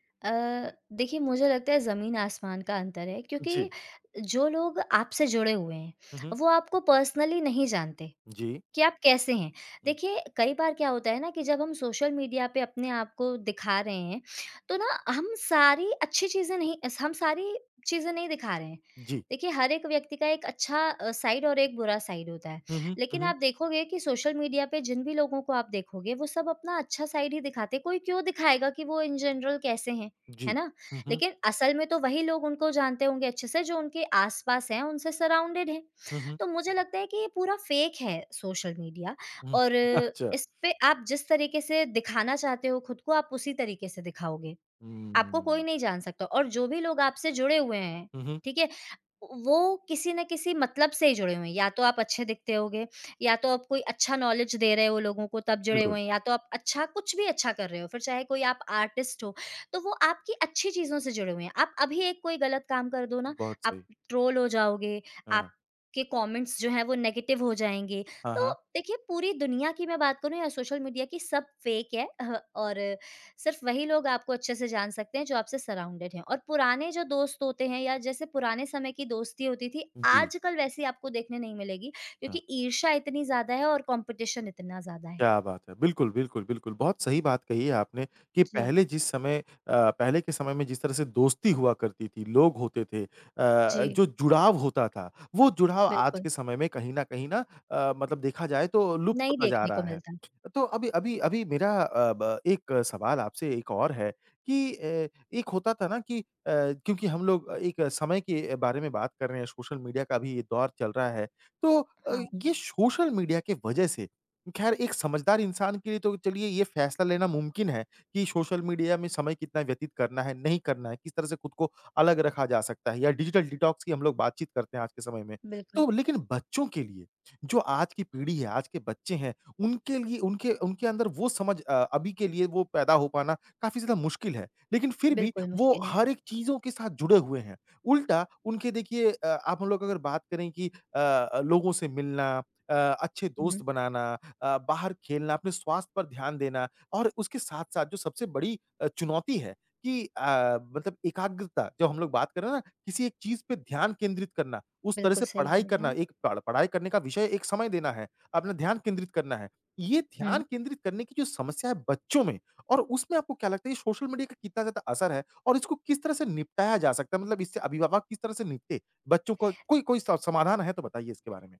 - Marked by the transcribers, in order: in English: "पर्सनली"; tapping; in English: "साइड"; in English: "साइड"; in English: "साइड"; in English: "इन जनरल"; in English: "साराउंडेड"; in English: "फेक"; chuckle; in English: "नॉलेज़"; in English: "आर्टिस्ट"; in English: "कमेंट्स"; in English: "नेगेटिव"; in English: "फ़ेक"; in English: "सराउंडेड"; in English: "कॉम्पिटिशन"; in English: "डिजिटल डिटॉक्स"
- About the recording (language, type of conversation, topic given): Hindi, podcast, क्या सोशल मीडिया ने आपकी तन्हाई कम की है या बढ़ाई है?